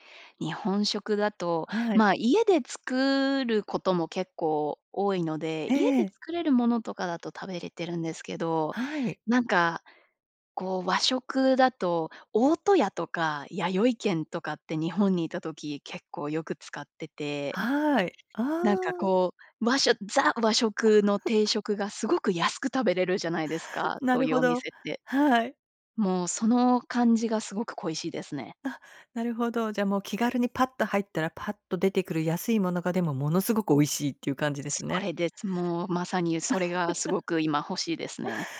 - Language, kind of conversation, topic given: Japanese, podcast, 故郷で一番恋しいものは何ですか？
- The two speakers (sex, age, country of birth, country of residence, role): female, 30-34, Japan, United States, guest; female, 55-59, Japan, United States, host
- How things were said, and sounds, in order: giggle; laughing while speaking: "はい"; laugh